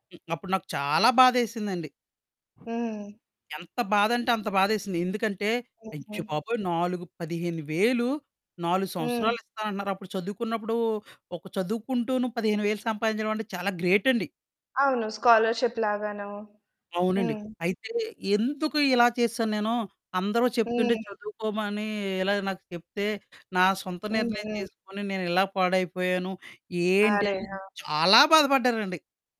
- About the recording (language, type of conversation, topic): Telugu, podcast, మీరు తీసుకున్న తప్పు నిర్ణయాన్ని సరి చేసుకోవడానికి మీరు ముందుగా ఏ అడుగు వేస్తారు?
- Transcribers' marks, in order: other background noise; distorted speech; in English: "స్కాలర్‌షిప్"